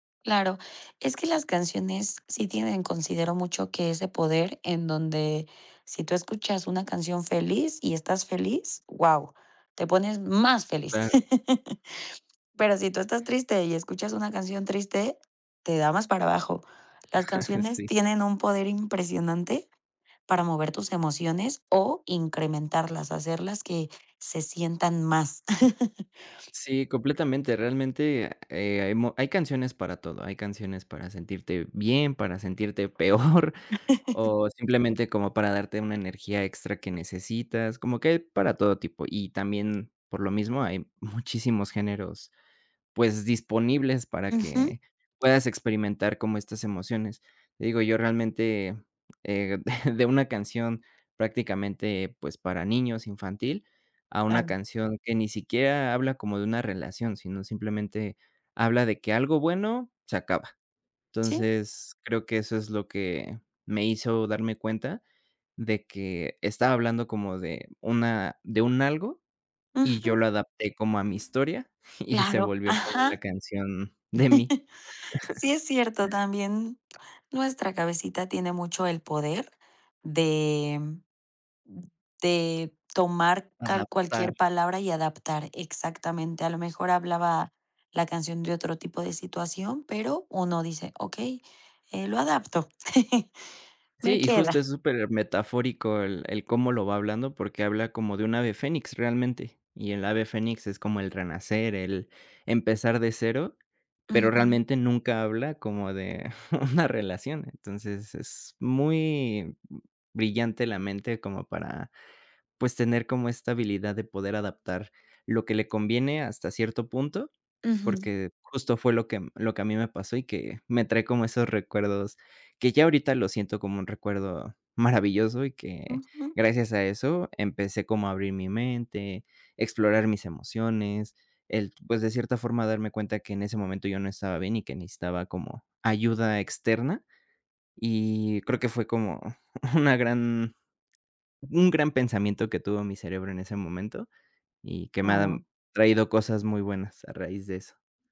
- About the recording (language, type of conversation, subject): Spanish, podcast, ¿Qué canción te transporta a un recuerdo específico?
- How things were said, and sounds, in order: stressed: "más"; laugh; chuckle; other background noise; laugh; laugh; laughing while speaking: "peor"; tapping; chuckle; laughing while speaking: "y"; chuckle; laughing while speaking: "de"; chuckle; chuckle; laughing while speaking: "una"; laughing while speaking: "una"